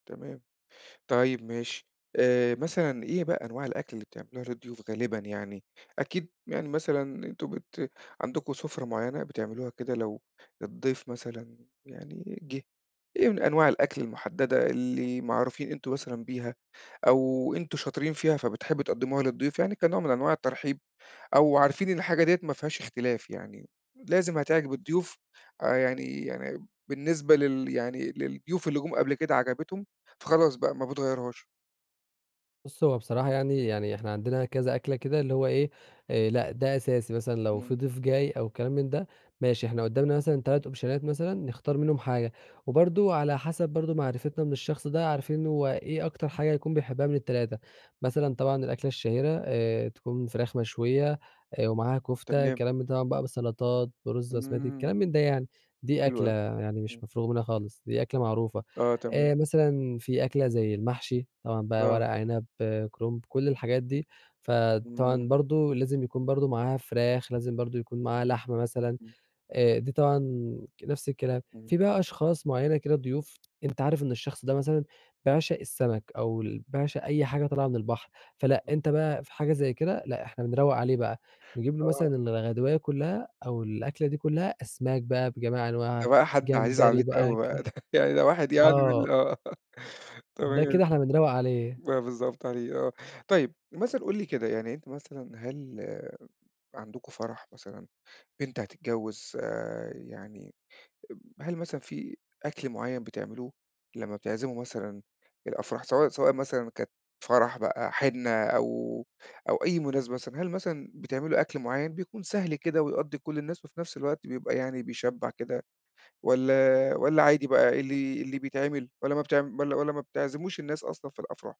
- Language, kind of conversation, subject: Arabic, podcast, إيه هي طقوس الضيافة اللي ما بتتغيرش عندكم خالص؟
- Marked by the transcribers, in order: other background noise; in English: "أوبشنات"; tapping; laughing while speaking: "ده يعني ده واحد يعني من ال آه"; laugh